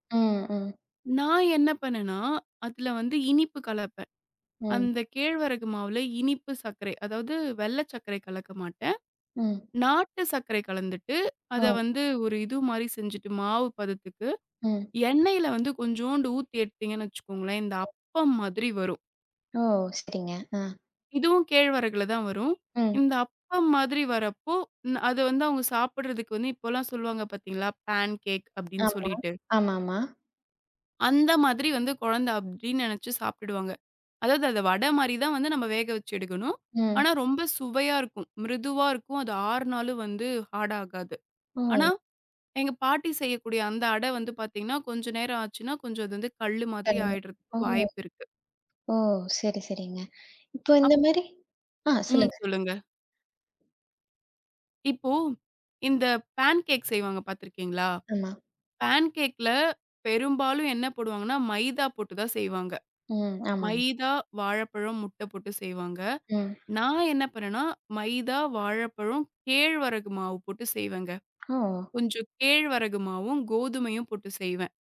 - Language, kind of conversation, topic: Tamil, podcast, பாரம்பரிய சமையல் குறிப்புகளை வீட்டில் எப்படி மாற்றி அமைக்கிறீர்கள்?
- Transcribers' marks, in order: tapping; other background noise; in English: "பேன்கேக்"; in English: "ஹார்ட்"; in English: "பேன்கேக்"